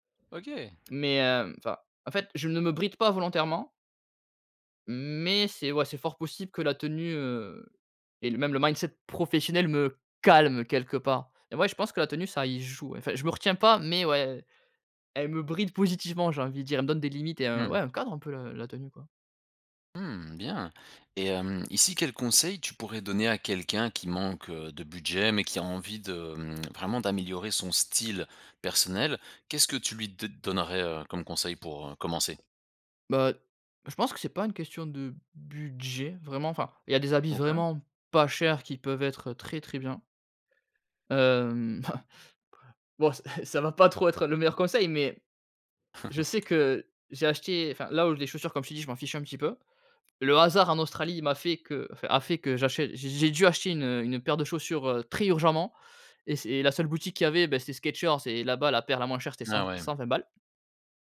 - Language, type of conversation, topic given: French, podcast, Quel rôle la confiance joue-t-elle dans ton style personnel ?
- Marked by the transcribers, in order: in English: "mindset"; stressed: "calme"; stressed: "style"; chuckle; chuckle; other background noise